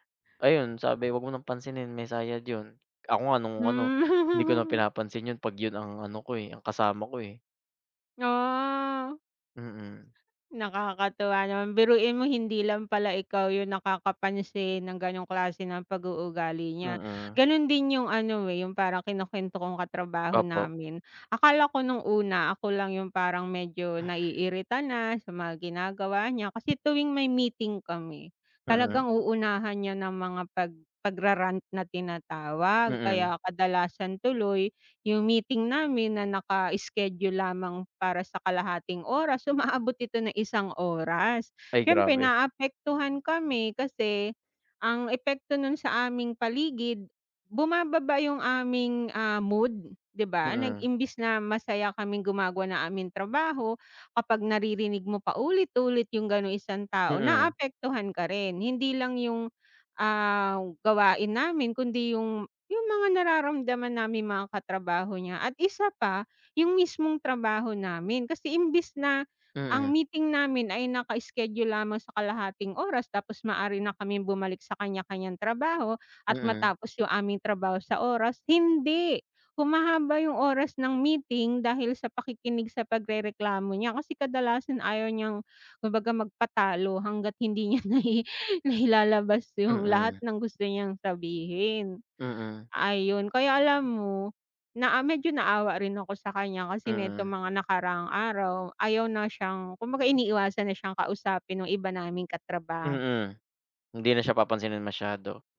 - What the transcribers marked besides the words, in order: other noise; chuckle; background speech; tapping
- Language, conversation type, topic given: Filipino, unstructured, Ano ang masasabi mo tungkol sa mga taong laging nagrereklamo pero walang ginagawa?